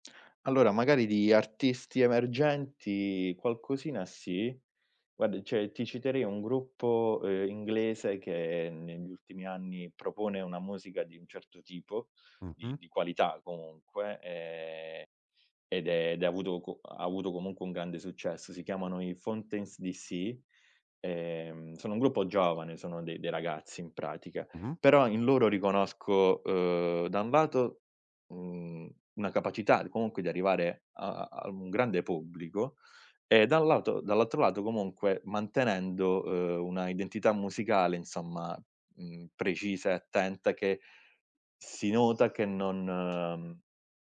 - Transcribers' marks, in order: "cioè" said as "ceh"; drawn out: "che"; tapping; drawn out: "non"
- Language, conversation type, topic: Italian, podcast, Come scopri e inizi ad apprezzare un artista nuovo per te, oggi?